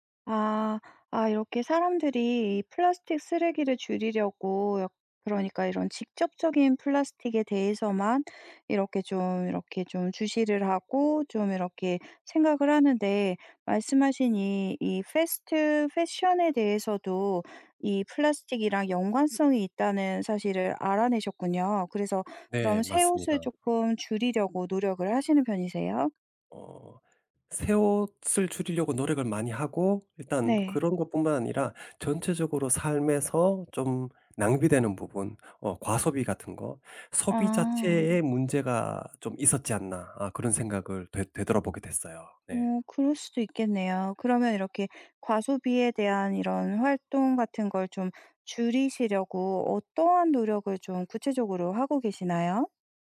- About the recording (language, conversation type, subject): Korean, podcast, 플라스틱 쓰레기를 줄이기 위해 일상에서 실천할 수 있는 현실적인 팁을 알려주실 수 있나요?
- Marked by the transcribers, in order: put-on voice: "패스트 패션에"; in English: "패스트 패션에"